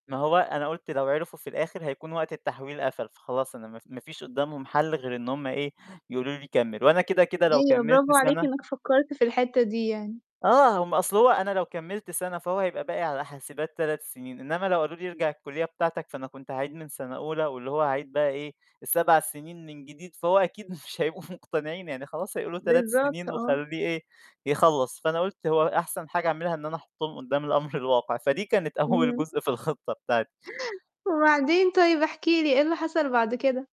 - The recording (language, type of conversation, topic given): Arabic, podcast, إيه حكاية لقاء عابر فتح لك باب جديد؟
- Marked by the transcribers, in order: laughing while speaking: "مش هيبقوا مقتنعين"